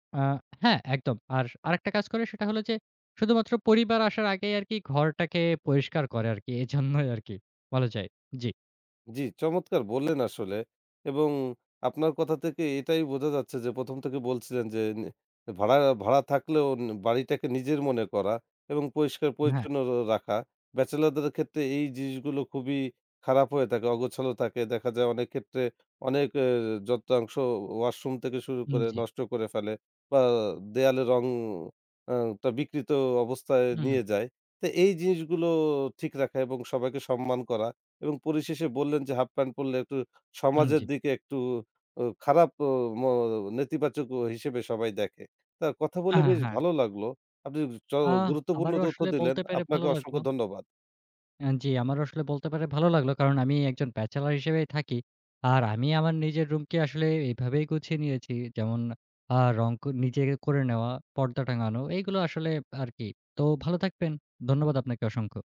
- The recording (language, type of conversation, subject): Bengali, podcast, ভাড়াটে বাসায় থাকা অবস্থায় কীভাবে ঘরে নিজের ছোঁয়া বজায় রাখবেন?
- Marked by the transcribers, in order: laughing while speaking: "এজন্যই আরকি"; tapping